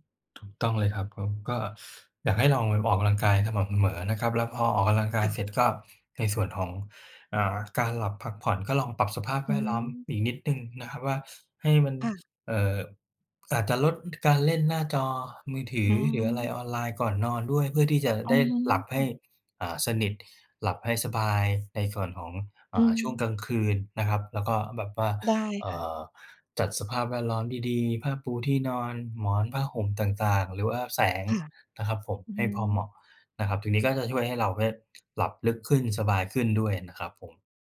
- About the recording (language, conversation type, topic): Thai, advice, คุณมีวิธีจัดการกับการกินไม่เป็นเวลาและการกินจุบจิบตลอดวันอย่างไร?
- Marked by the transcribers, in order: "ไป" said as "ไม"; "เนี่ย" said as "เว่บ"; tapping